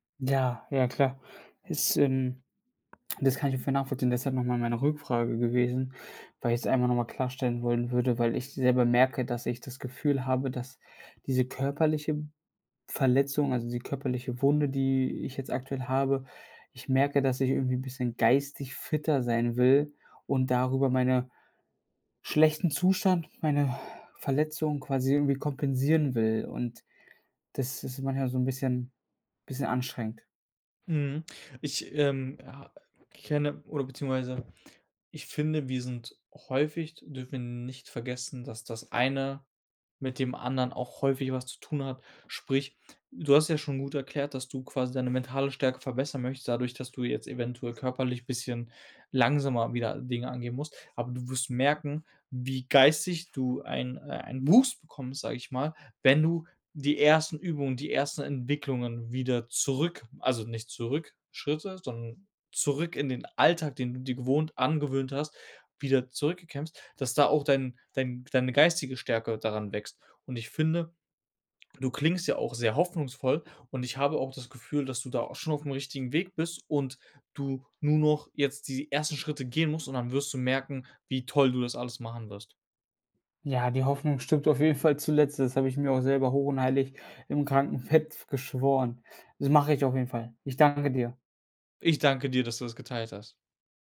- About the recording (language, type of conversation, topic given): German, advice, Wie kann ich nach einer Krankheit oder Verletzung wieder eine Routine aufbauen?
- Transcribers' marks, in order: sigh; other background noise; "zurückkämpfst" said as "zurückgekämpfst"